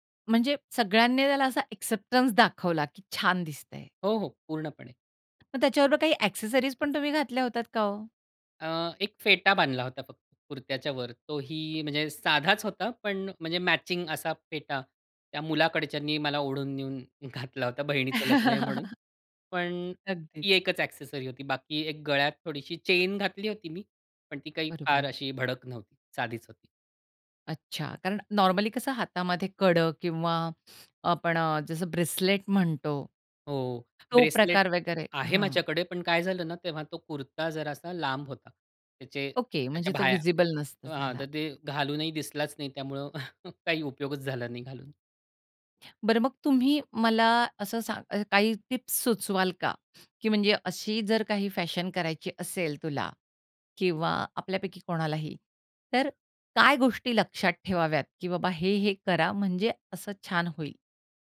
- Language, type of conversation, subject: Marathi, podcast, फॅशनसाठी तुम्हाला प्रेरणा कुठून मिळते?
- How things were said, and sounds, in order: in English: "अ‍ॅक्सेप्टन्स"; tapping; in English: "ॲक्सेसिरीज"; joyful: "घातला होता, बहिणीचं लग्न आहे म्हणून"; chuckle; in English: "ॲक्सेसरीज"; in English: "नॉर्मली"; other background noise; in English: "व्हिजिबल"; chuckle